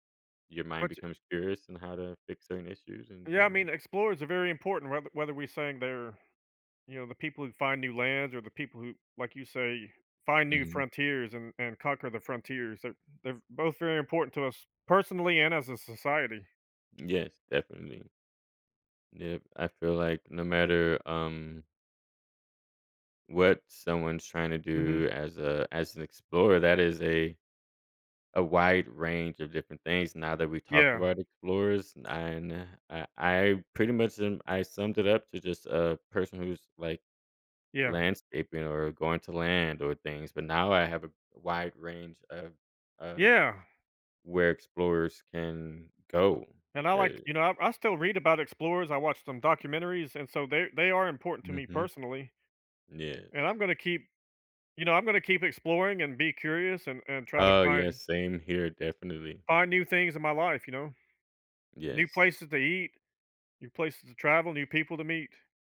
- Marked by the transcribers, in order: other background noise; tapping
- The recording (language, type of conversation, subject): English, unstructured, What can explorers' perseverance teach us?